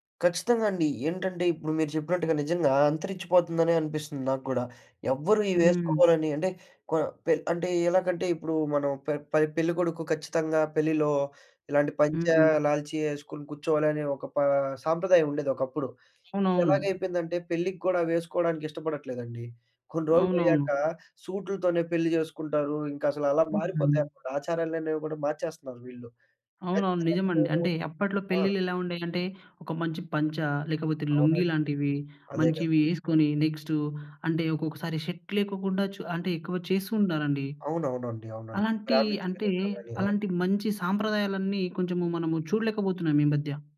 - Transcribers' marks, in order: tapping; other background noise; in English: "షర్ట్"; in English: "బ్రాహ్మిన్స్"
- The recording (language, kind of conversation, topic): Telugu, podcast, సాంప్రదాయ దుస్తులు మీకు ఎంత ముఖ్యం?